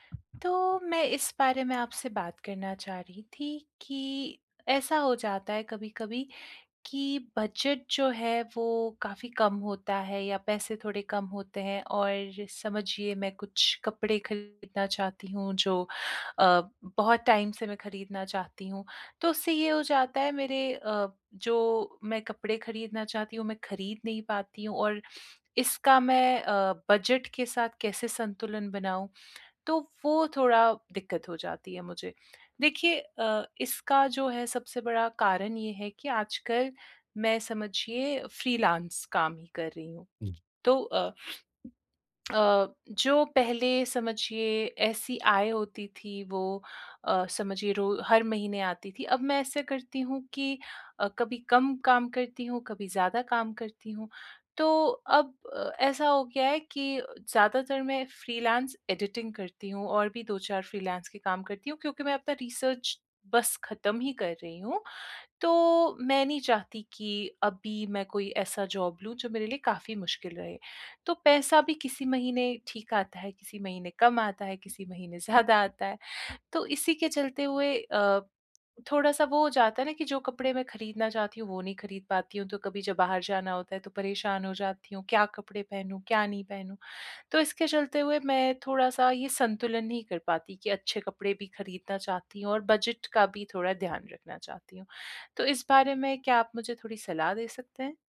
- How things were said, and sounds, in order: other background noise; in English: "टाइम"; in English: "फ्रीलांस"; tongue click; tapping; in English: "फ्रीलांस एडिटिंग"; in English: "फ्रीलांस"; in English: "रिसर्च"; in English: "जॉब"
- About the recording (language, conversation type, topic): Hindi, advice, कपड़े खरीदते समय मैं पहनावे और बजट में संतुलन कैसे बना सकता/सकती हूँ?